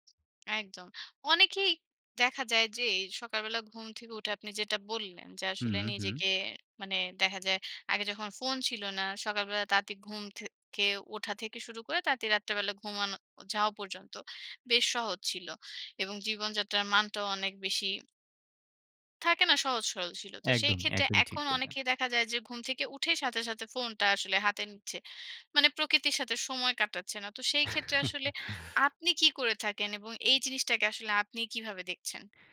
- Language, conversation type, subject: Bengali, podcast, তোমার ফোন জীবনকে কীভাবে বদলে দিয়েছে বলো তো?
- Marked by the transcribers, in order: "তাড়াতাড়ি" said as "তারাতি"; "তাড়াতাড়ি" said as "তারাতি"; chuckle